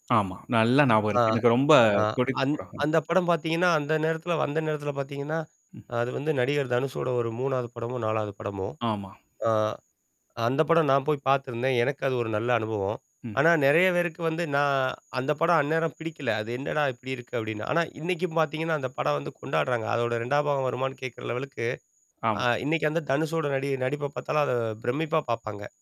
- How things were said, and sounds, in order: static; other background noise
- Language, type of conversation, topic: Tamil, podcast, ஏன் சில திரைப்படங்கள் காலப்போக்கில் ரசிகர் வழிபாட்டுப் படங்களாக மாறுகின்றன?